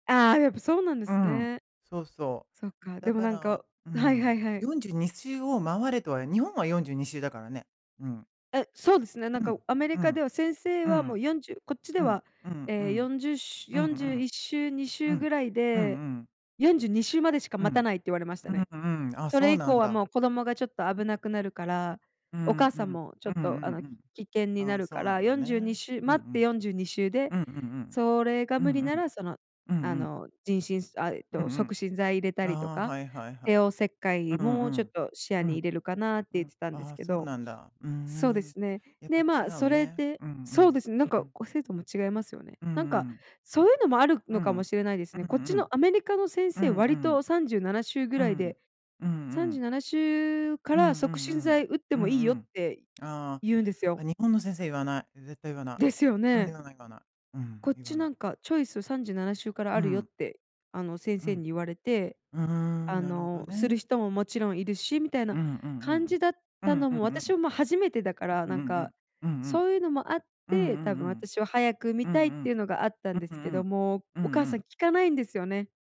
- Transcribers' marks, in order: in English: "チョイス"
- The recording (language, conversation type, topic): Japanese, unstructured, 家族とケンカした後、どうやって和解しますか？